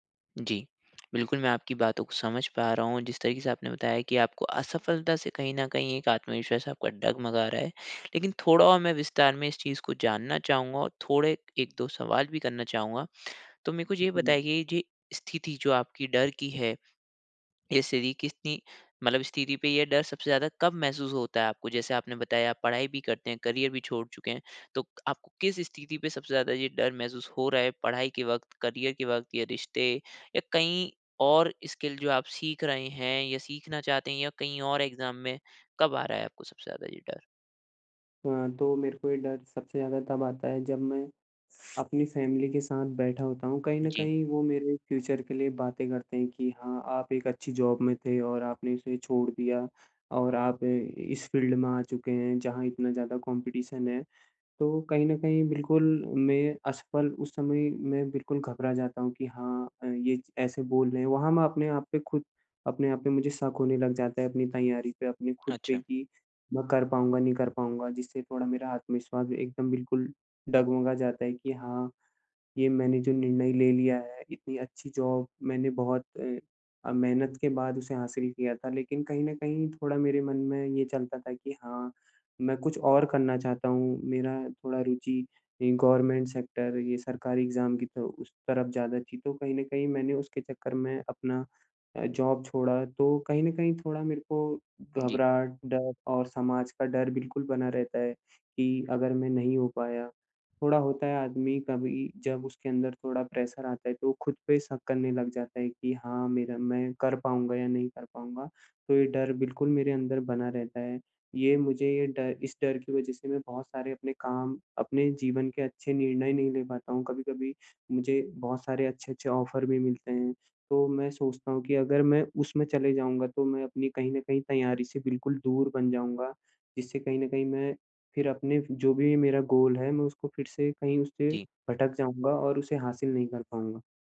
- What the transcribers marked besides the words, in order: "स्थिति" said as "सीरी"; in English: "करियर"; in English: "करियर"; in English: "स्किल"; in English: "एग्जाम"; other background noise; in English: "फ़ैमिली"; in English: "फ्यूचर"; in English: "जॉब"; in English: "फ़ील्ड"; in English: "कॉम्पिटिशन"; in English: "जॉब"; in English: "गवर्नमेंट सेक्टर"; in English: "एग्ज़ाम"; in English: "जॉब"; in English: "प्रेशर"; in English: "ऑफ़र"; in English: "गोल"
- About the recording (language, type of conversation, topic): Hindi, advice, असफलता का डर मेरा आत्मविश्वास घटा रहा है और मुझे पहला कदम उठाने से रोक रहा है—मैं क्या करूँ?